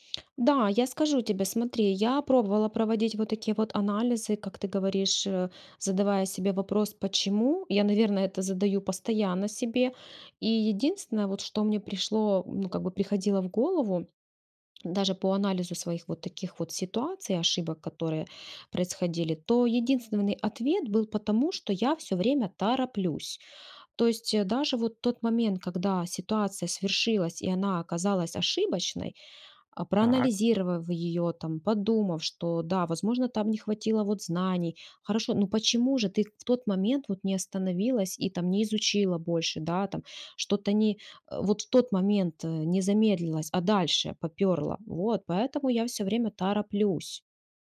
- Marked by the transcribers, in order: other background noise
- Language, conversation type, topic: Russian, advice, Как научиться принимать ошибки как часть прогресса и продолжать двигаться вперёд?